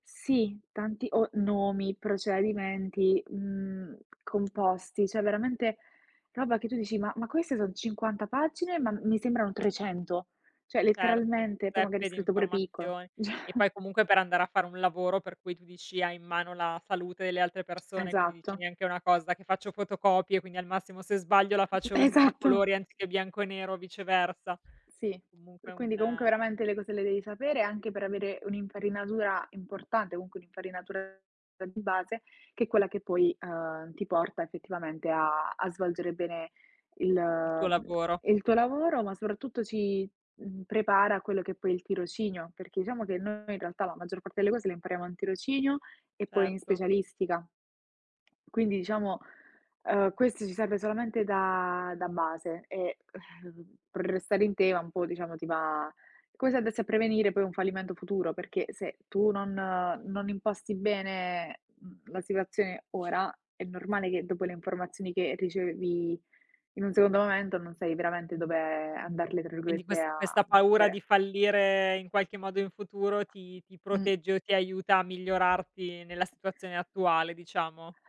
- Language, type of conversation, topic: Italian, unstructured, Ti è mai capitato di rimandare qualcosa per paura di fallire?
- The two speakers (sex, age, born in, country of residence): female, 20-24, Italy, Italy; female, 35-39, Italy, Italy
- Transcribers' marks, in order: other background noise; "cioè" said as "ceh"; "Cioè" said as "ceh"; chuckle; joyful: "Esatto!"; "per" said as "pr"